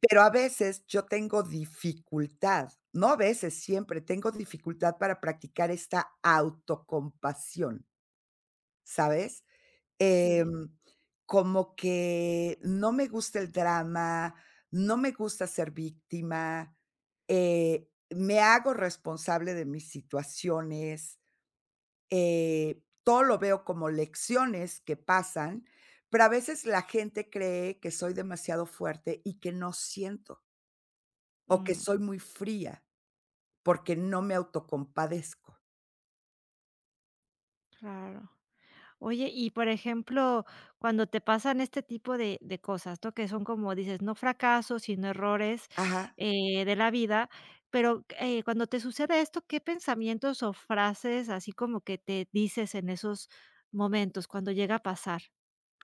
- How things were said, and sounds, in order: other background noise
- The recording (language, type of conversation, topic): Spanish, advice, ¿Por qué me cuesta practicar la autocompasión después de un fracaso?